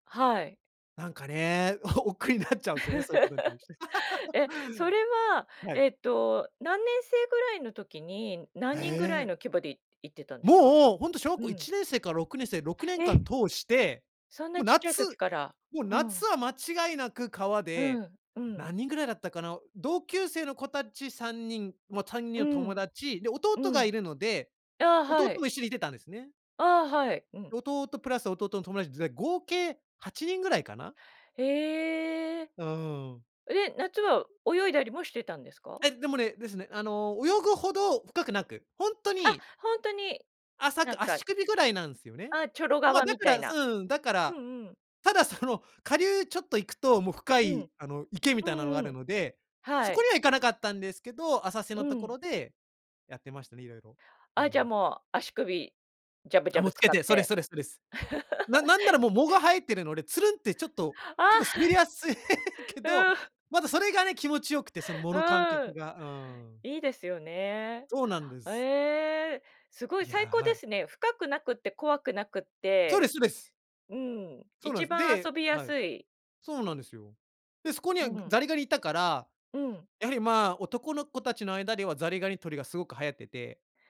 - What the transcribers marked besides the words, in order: chuckle; laugh; other background noise; laugh; laughing while speaking: "結構滑りやすいけど"
- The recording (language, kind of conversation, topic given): Japanese, podcast, 子どもの頃に体験した自然の中での出来事で、特に印象に残っているのは何ですか？